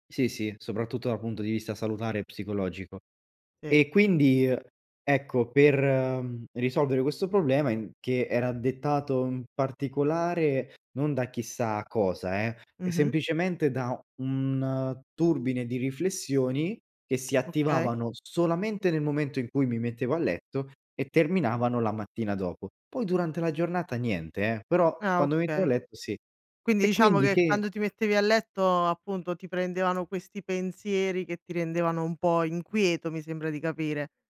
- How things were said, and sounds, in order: "mettevo" said as "metteo"; tapping
- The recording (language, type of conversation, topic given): Italian, podcast, Quali rituali segui per rilassarti prima di addormentarti?